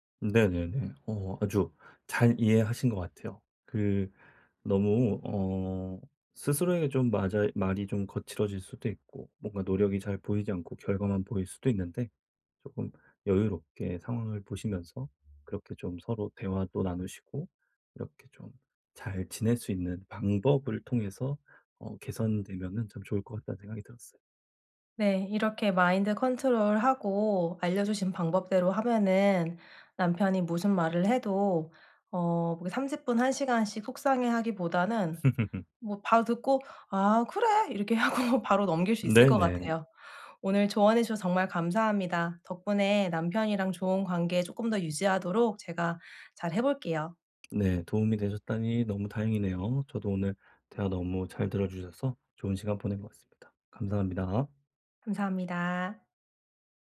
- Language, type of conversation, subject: Korean, advice, 피드백을 들을 때 제 가치와 의견을 어떻게 구분할 수 있을까요?
- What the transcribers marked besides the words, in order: tapping; other background noise; laugh; laughing while speaking: "하고"